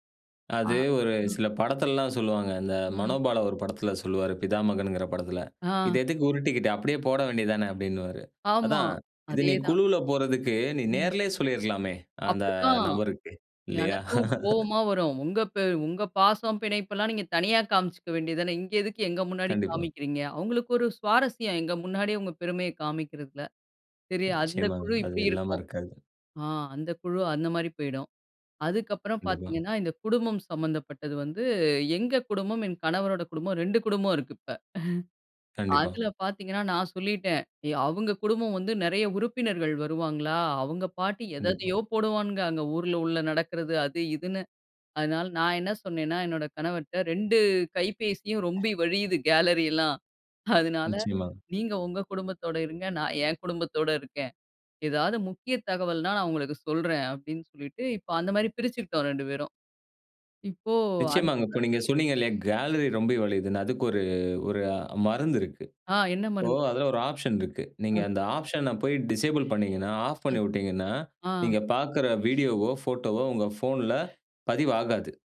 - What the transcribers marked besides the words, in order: laugh; chuckle; other noise; laughing while speaking: "ரொம்பி வழியிது கேலரி எல்லாம்"; in English: "கேலரி"; in English: "டிசேபிள்"
- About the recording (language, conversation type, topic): Tamil, podcast, வாட்ஸ்அப் குழுக்களை எப்படி கையாள்கிறீர்கள்?